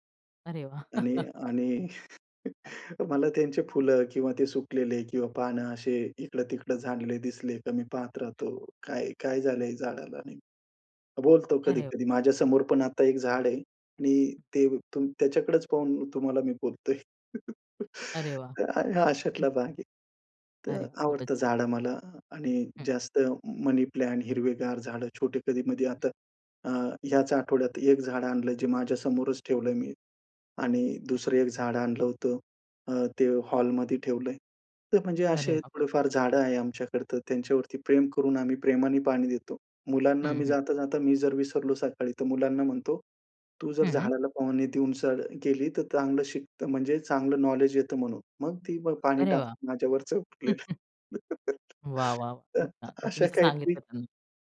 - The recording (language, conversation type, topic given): Marathi, podcast, घरच्या कामांमध्ये जोडीदाराशी तुम्ही समन्वय कसा साधता?
- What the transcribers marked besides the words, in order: chuckle; other background noise; chuckle; in English: "मनी प्लांट"; chuckle; in English: "ट्रिक"